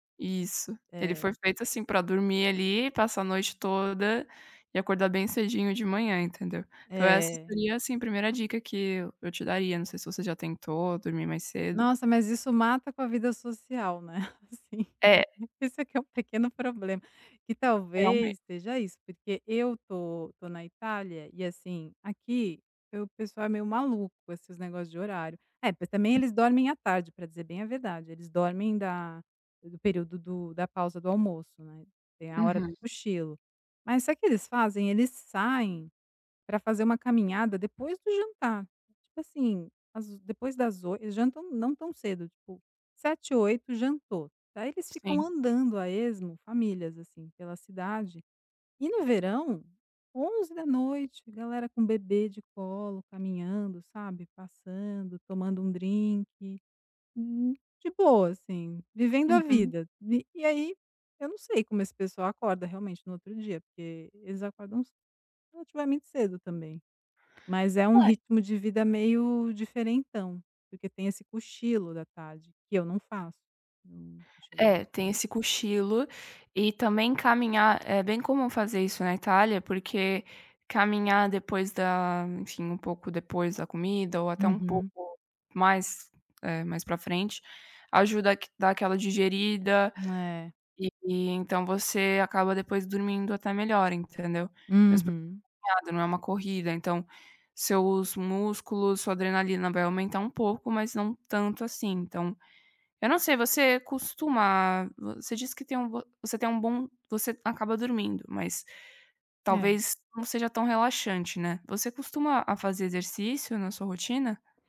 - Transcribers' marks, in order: tapping; laughing while speaking: "né, assim, esse é que é o pequeno problema"
- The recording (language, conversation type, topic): Portuguese, advice, Por que ainda me sinto tão cansado todas as manhãs, mesmo dormindo bastante?